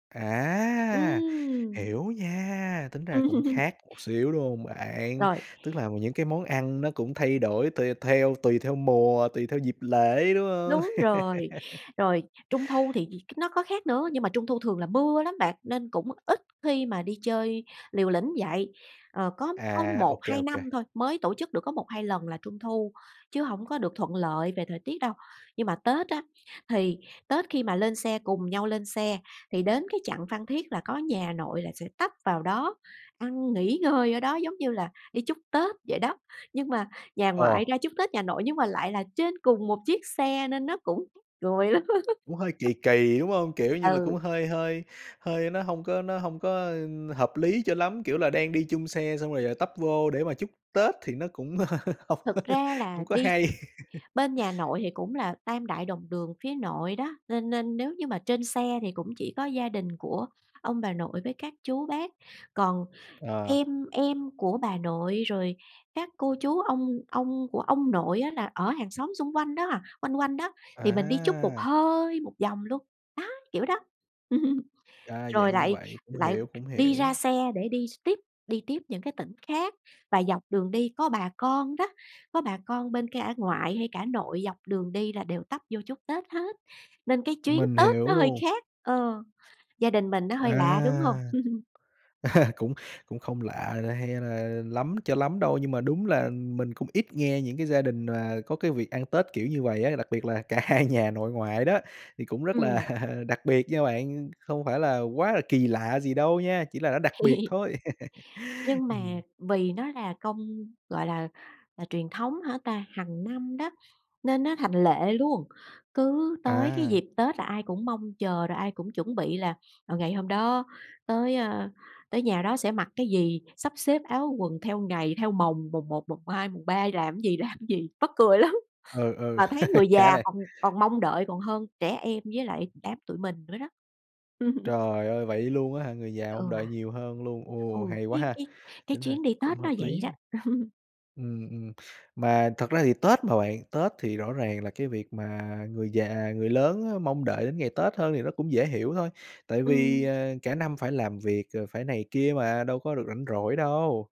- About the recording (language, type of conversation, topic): Vietnamese, podcast, Gia đình bạn tổ chức các dịp lễ ra sao?
- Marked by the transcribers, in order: laughing while speaking: "Ừm"; tapping; laugh; other background noise; laughing while speaking: "lắm"; laugh; laugh; laughing while speaking: "hông"; laughing while speaking: "hay"; laugh; laugh; laughing while speaking: "À"; laugh; laughing while speaking: "cả hai nhà"; laughing while speaking: "là"; laugh; laughing while speaking: "lắm"; laugh; laugh; laugh